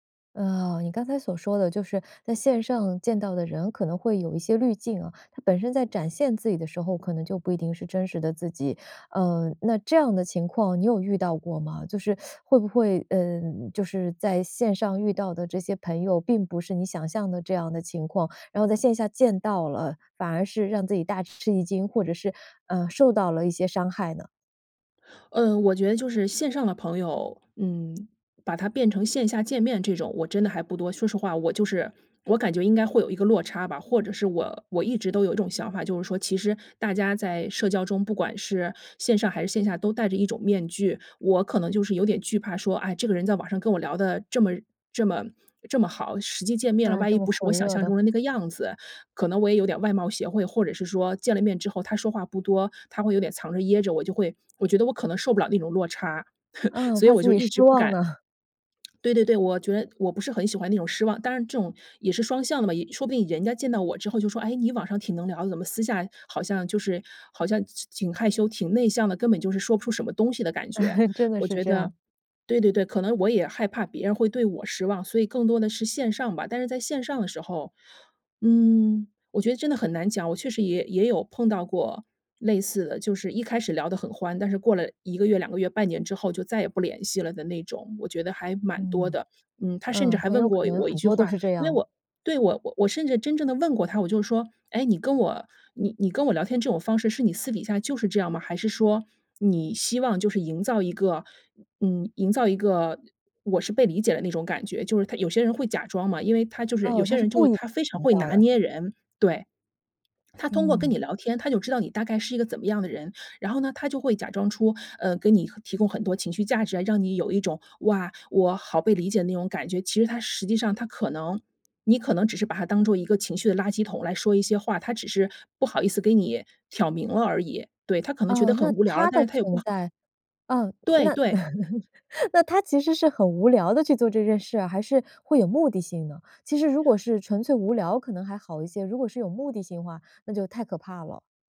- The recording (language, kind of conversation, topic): Chinese, podcast, 你觉得社交媒体让人更孤独还是更亲近？
- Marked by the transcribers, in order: teeth sucking; stressed: "见"; laugh; lip smack; laugh; laugh; "蛮" said as "满"; laugh; joyful: "那他其实是很无聊地去做这件事啊"; stressed: "对"; stressed: "对"